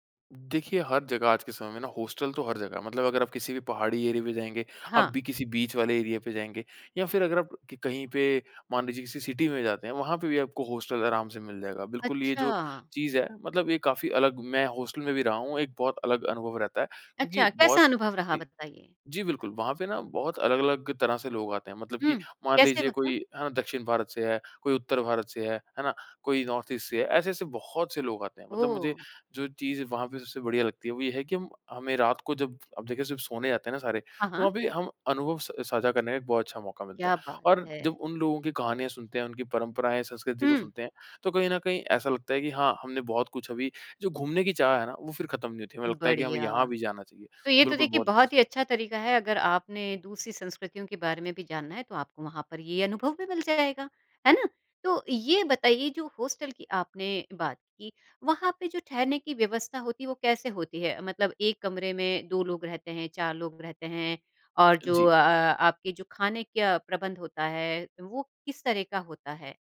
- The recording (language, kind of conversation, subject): Hindi, podcast, बजट में यात्रा करने के आपके आसान सुझाव क्या हैं?
- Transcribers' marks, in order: in English: "एरिया"; in English: "बीच"; in English: "एरिया"; in English: "सिटी"; in English: "नॉर्थ ईस्ट"; unintelligible speech